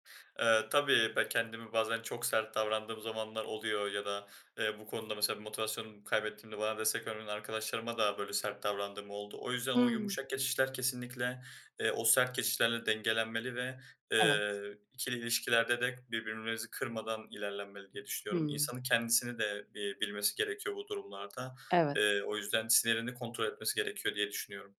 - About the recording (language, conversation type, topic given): Turkish, podcast, Motivasyonunu kaybettiğinde nasıl yeniden toparlanırsın?
- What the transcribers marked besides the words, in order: none